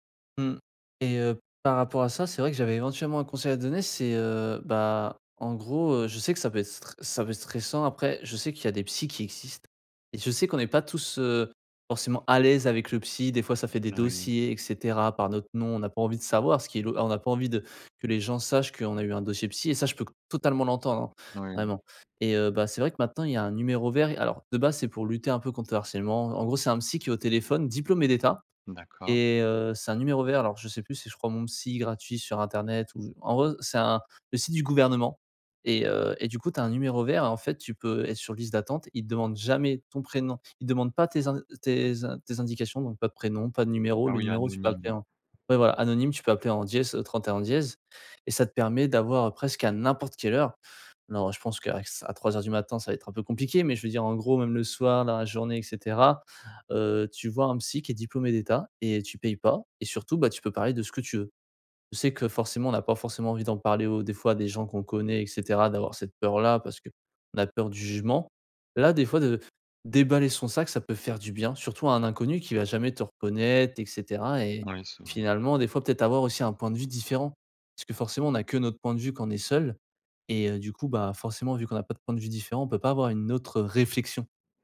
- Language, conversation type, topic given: French, advice, Comment avancer malgré la peur de l’inconnu sans se laisser paralyser ?
- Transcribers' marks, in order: none